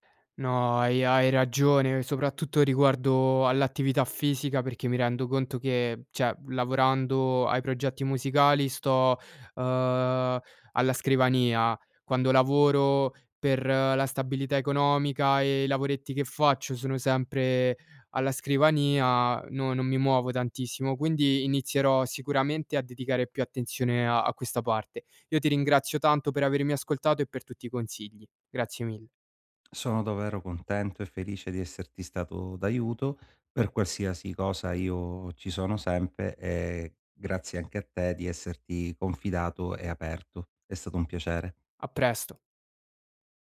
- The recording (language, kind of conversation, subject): Italian, advice, Come i pensieri ripetitivi e le preoccupazioni influenzano il tuo sonno?
- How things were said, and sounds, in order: "cioè" said as "ceh"; tapping